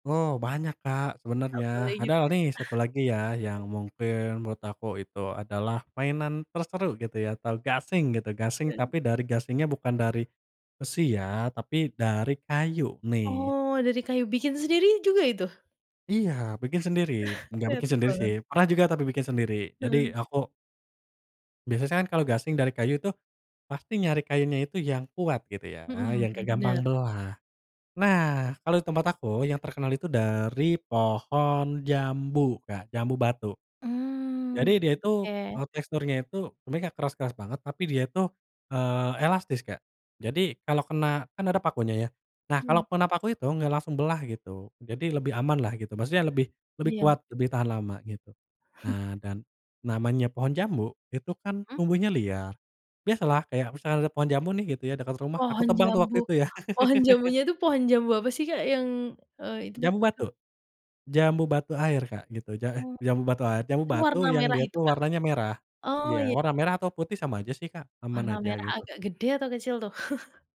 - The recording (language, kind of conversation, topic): Indonesian, podcast, Apa mainan favoritmu saat kecil?
- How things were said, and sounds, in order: unintelligible speech; chuckle; "Biasanya" said as "Biasasnya"; tongue click; other background noise; scoff; tapping; laugh; chuckle